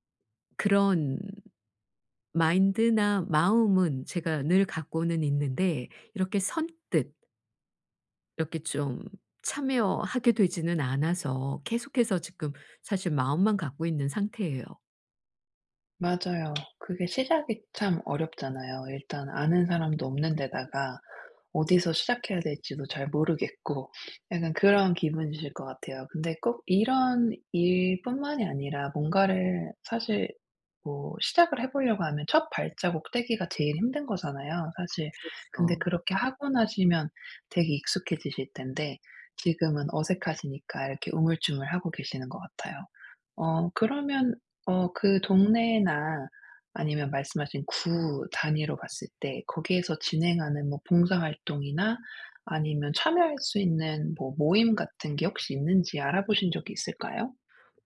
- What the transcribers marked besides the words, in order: tapping; sniff; other background noise
- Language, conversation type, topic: Korean, advice, 지역사회에 참여해 소속감을 느끼려면 어떻게 해야 하나요?